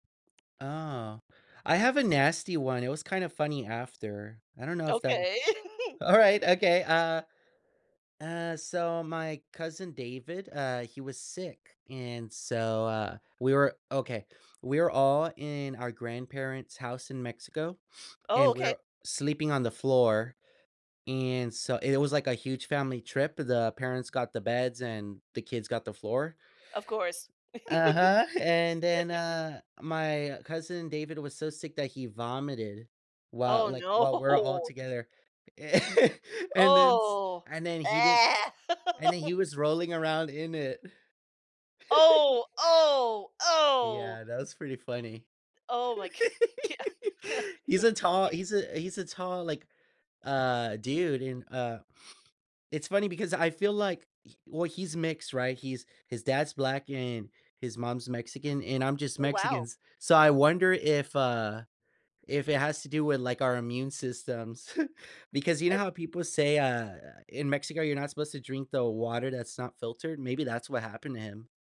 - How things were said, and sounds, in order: tapping; chuckle; sniff; laugh; laughing while speaking: "no"; chuckle; laugh; laugh; put-on voice: "oh, oh"; laugh; laughing while speaking: "yea yeah"; sniff; unintelligible speech
- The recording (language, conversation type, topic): English, unstructured, What is a funny or silly memory you enjoy sharing?
- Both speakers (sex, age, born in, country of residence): female, 50-54, United States, United States; male, 20-24, United States, United States